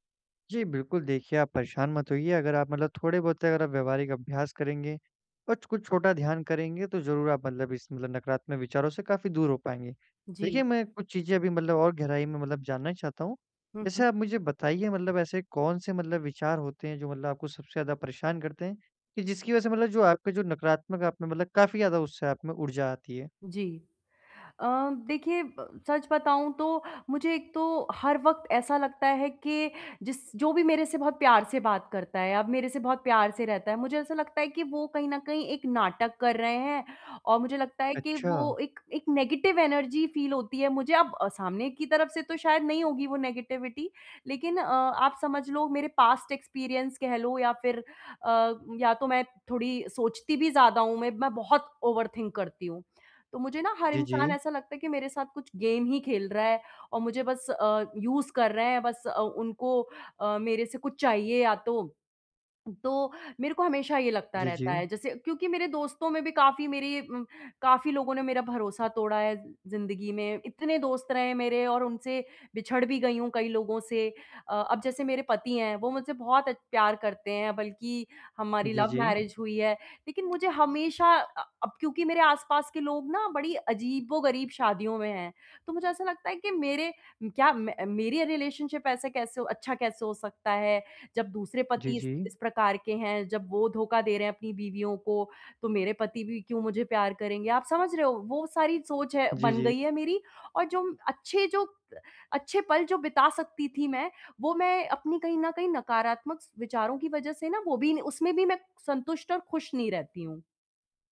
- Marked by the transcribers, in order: in English: "नेगेटिव एनर्जी फील"; in English: "नेगेटिविटी"; in English: "पास्ट एक्सपीरियंस"; in English: "ओवरथिंक"; in English: "गेम"; in English: "यूज़"; in English: "लव मैरेज"; in English: "रिलेशनशिप"
- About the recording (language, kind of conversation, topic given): Hindi, advice, नकारात्मक विचारों को कैसे बदलकर सकारात्मक तरीके से दोबारा देख सकता/सकती हूँ?